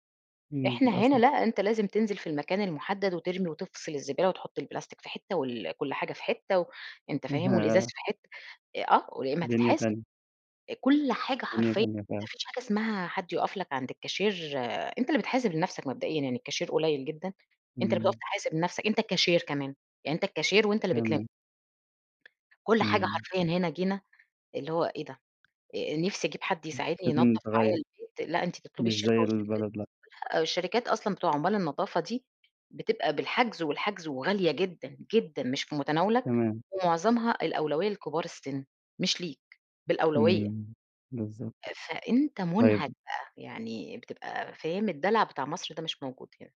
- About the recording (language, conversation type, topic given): Arabic, podcast, إزاي بتلاقي وقت لنفسك وسط ضغط البيت؟
- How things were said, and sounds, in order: unintelligible speech; tapping; unintelligible speech